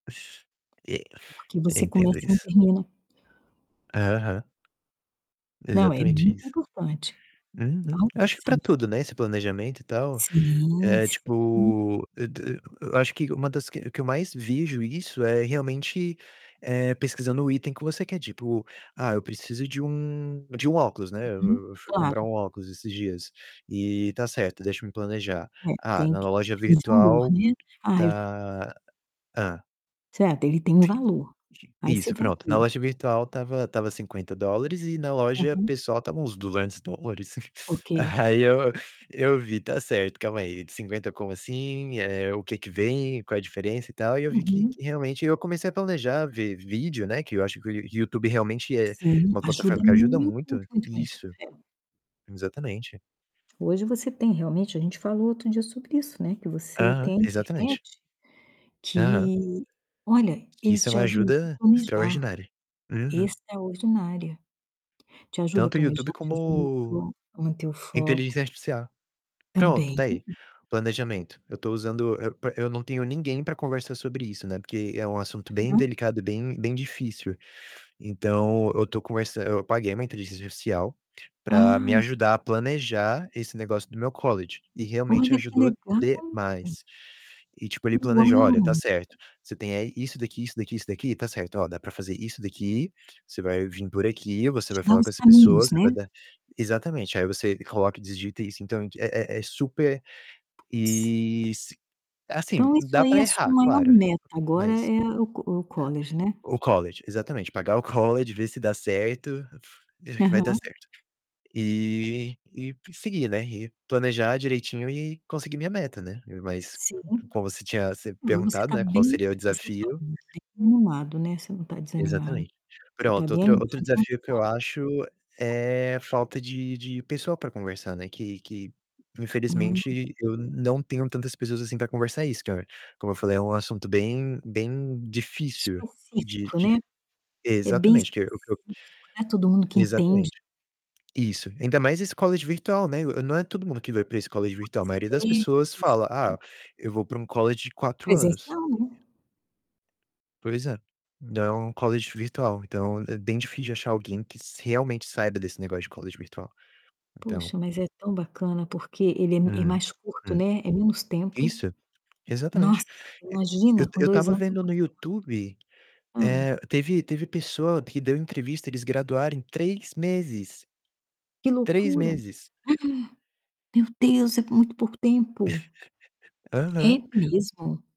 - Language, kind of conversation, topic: Portuguese, unstructured, Qual é o maior desafio para alcançar suas metas?
- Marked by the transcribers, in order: other background noise; tapping; static; distorted speech; unintelligible speech; chuckle; in English: "college"; stressed: "demais"; in English: "college"; in English: "college"; in English: "college"; unintelligible speech; in English: "college"; in English: "college"; in English: "college"; in English: "college"; in English: "college"; gasp; chuckle